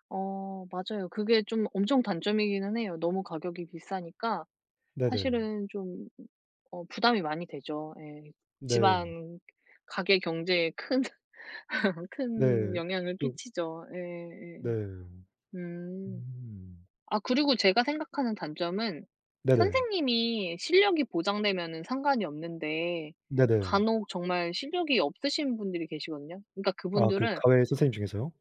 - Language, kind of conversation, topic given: Korean, unstructured, 과외는 꼭 필요한가요, 아니면 오히려 부담이 되나요?
- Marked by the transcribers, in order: laughing while speaking: "큰"; laugh; other background noise